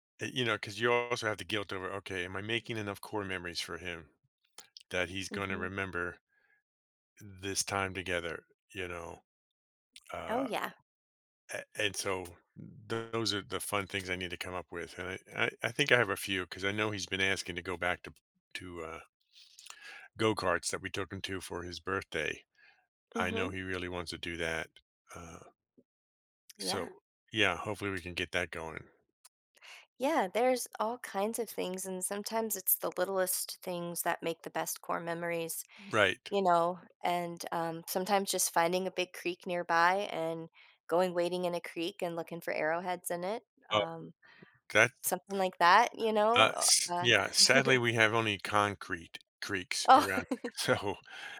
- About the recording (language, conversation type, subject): English, advice, How can I balance family responsibilities and work?
- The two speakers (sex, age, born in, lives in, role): female, 40-44, United States, United States, advisor; male, 55-59, United States, United States, user
- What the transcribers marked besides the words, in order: tapping; other background noise; chuckle; laughing while speaking: "Oh"; chuckle; laughing while speaking: "so"